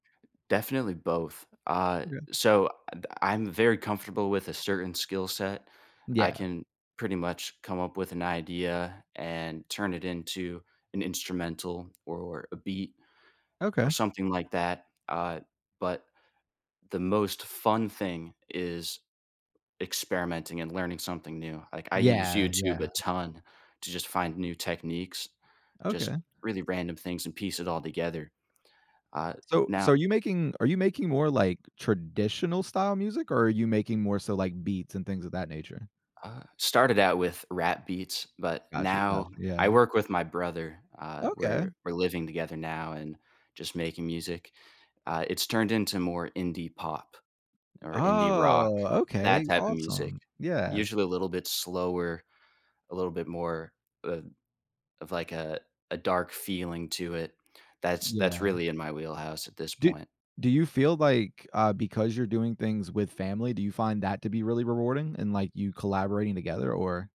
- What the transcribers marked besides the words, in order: drawn out: "Oh"
- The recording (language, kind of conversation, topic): English, unstructured, How has your hobby changed your perspective or daily life?
- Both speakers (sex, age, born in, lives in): male, 20-24, United States, United States; male, 30-34, United States, United States